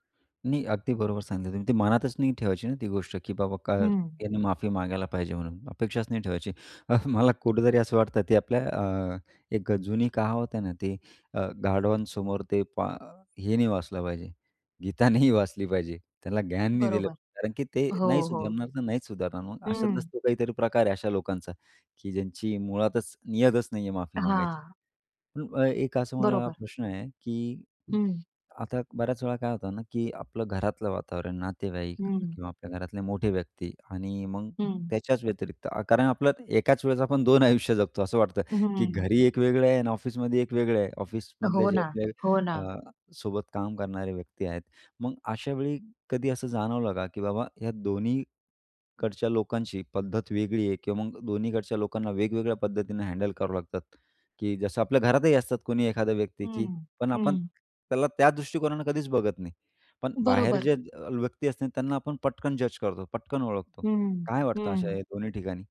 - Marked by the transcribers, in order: other background noise; background speech; tapping; laughing while speaking: "अ, मला"; laughing while speaking: "गीता नाही"; other noise
- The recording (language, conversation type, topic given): Marathi, podcast, माफी मागू नये असे म्हणणाऱ्या व्यक्तीला तुम्ही कसे समजावता?